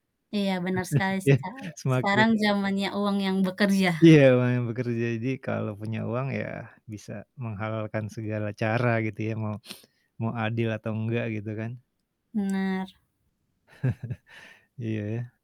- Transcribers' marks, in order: chuckle; laughing while speaking: "Iya"; sniff; chuckle
- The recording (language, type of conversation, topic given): Indonesian, unstructured, Apa yang kamu lakukan ketika melihat ketidakadilan di sekitarmu?